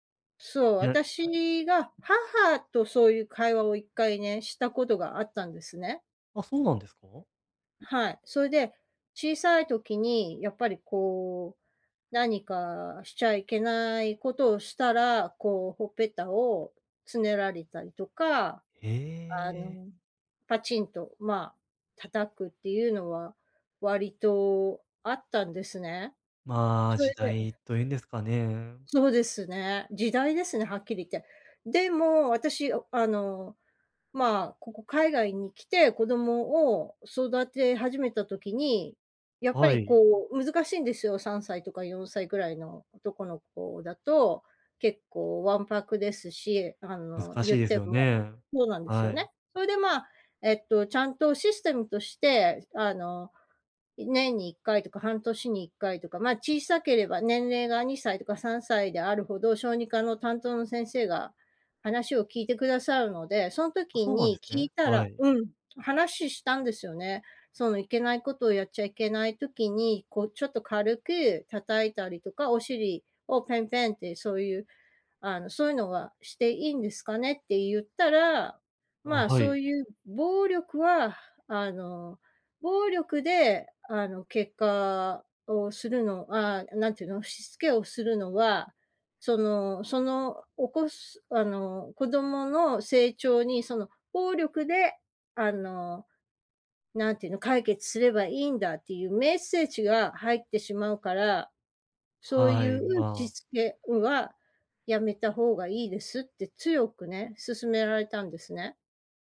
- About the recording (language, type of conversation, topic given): Japanese, advice, 建設的でない批判から自尊心を健全かつ効果的に守るにはどうすればよいですか？
- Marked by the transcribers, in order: none